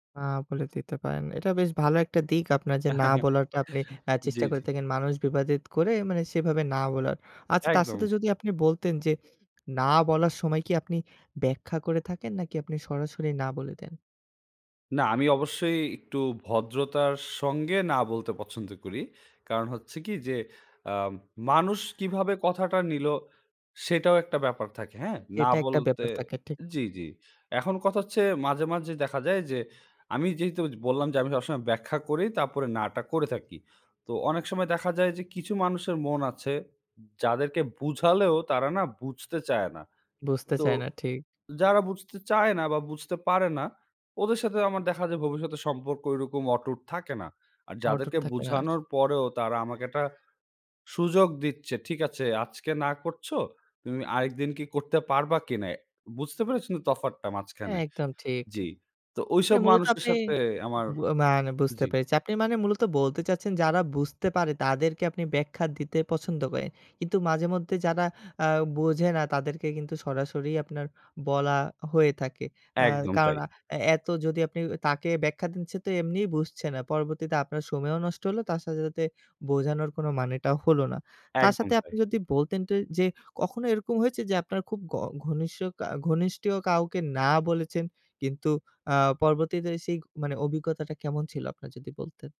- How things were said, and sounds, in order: other background noise; chuckle
- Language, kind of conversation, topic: Bengali, podcast, চাপের মধ্যে পড়লে আপনি কীভাবে ‘না’ বলেন?
- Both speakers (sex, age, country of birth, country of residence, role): male, 20-24, Bangladesh, Bangladesh, guest; male, 25-29, Bangladesh, Bangladesh, host